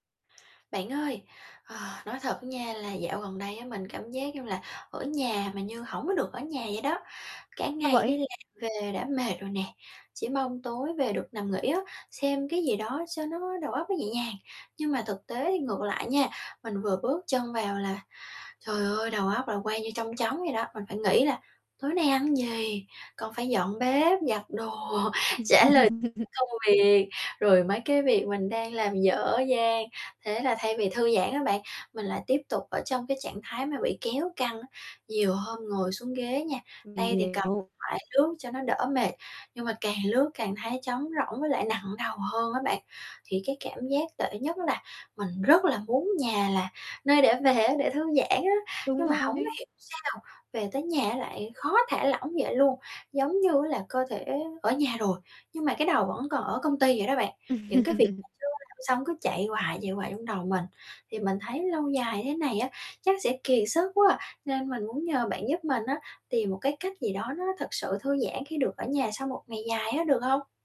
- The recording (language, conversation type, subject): Vietnamese, advice, Làm sao để tôi có thể thư giãn ở nhà sau một ngày dài?
- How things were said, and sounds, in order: tapping; distorted speech; other background noise; chuckle; chuckle